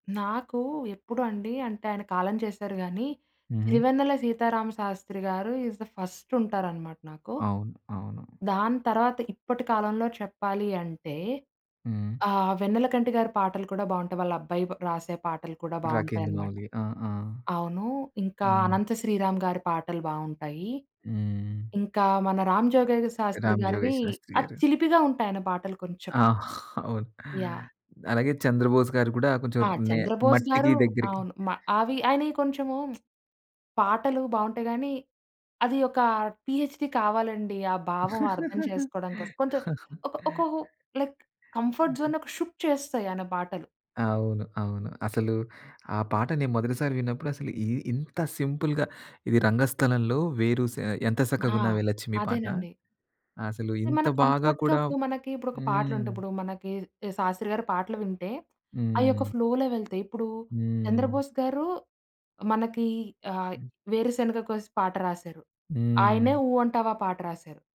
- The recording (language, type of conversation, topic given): Telugu, podcast, భాష మీ పాటల ఎంపికను ఎలా ప్రభావితం చేస్తుంది?
- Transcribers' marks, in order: in English: "ఇస్ ది"; giggle; tapping; in English: "పీ‌హెచ్‌డి"; laugh; in English: "లైక్ కంఫర్ట్"; in English: "షుక్"; in English: "సింపుల్‌గా"; in English: "కంఫర్ట్‌గా"; in English: "ఫ్లోలో"